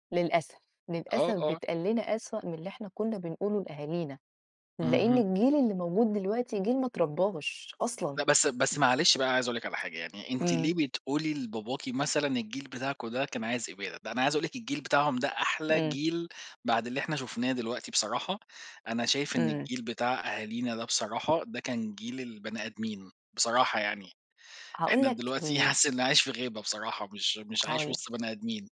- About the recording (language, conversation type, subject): Arabic, unstructured, إيه دور العيلة في الحفاظ على التقاليد؟
- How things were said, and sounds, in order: tapping; laughing while speaking: "حاسِس إنّي عايش"